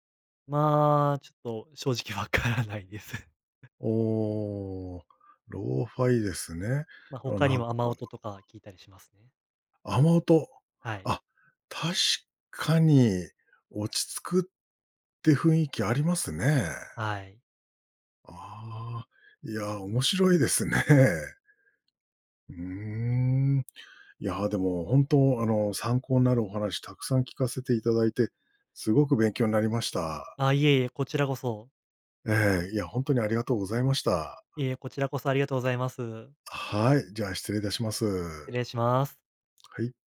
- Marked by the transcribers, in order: laughing while speaking: "わからないです"; other background noise; unintelligible speech; laughing while speaking: "ですね"
- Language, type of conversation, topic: Japanese, podcast, 不安なときにできる練習にはどんなものがありますか？